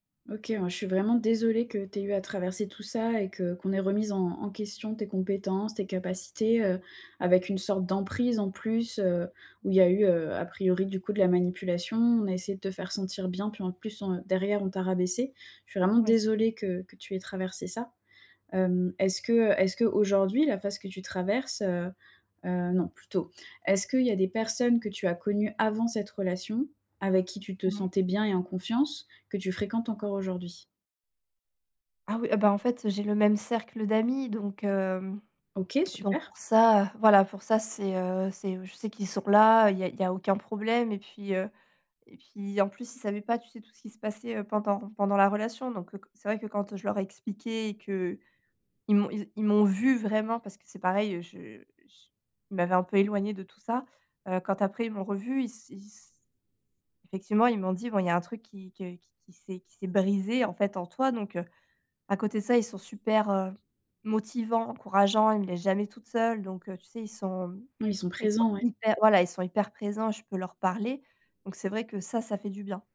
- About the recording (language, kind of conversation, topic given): French, advice, Comment retrouver confiance en moi après une rupture émotionnelle ?
- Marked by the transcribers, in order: stressed: "avant"; stressed: "vue"